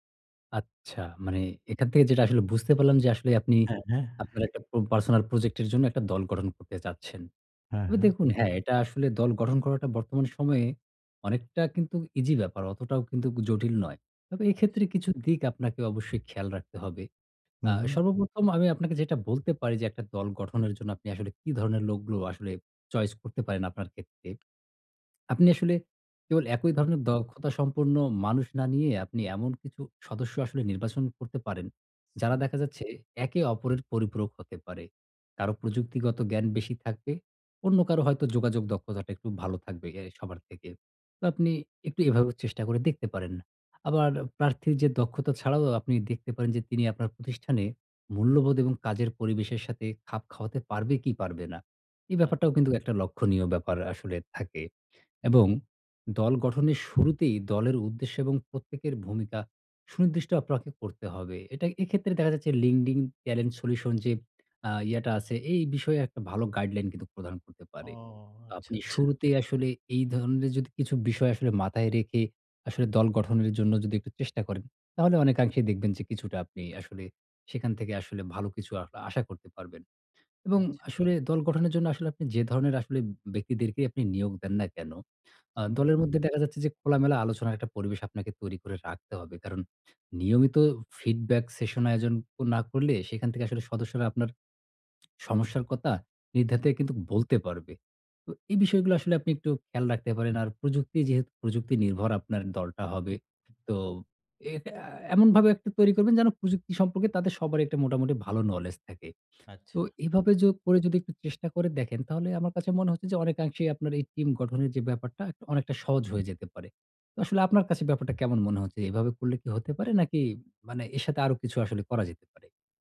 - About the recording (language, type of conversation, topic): Bengali, advice, আমি কীভাবে একটি মজবুত ও দক্ষ দল গড়ে তুলে দীর্ঘমেয়াদে তা কার্যকরভাবে ধরে রাখতে পারি?
- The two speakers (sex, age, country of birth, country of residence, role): male, 35-39, Bangladesh, Bangladesh, advisor; male, 45-49, Bangladesh, Bangladesh, user
- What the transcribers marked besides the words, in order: tapping; lip smack; other background noise; "আচ্ছা" said as "আছ"; lip smack; "নির্দ্বিধায়" said as "নির্ধাতায়"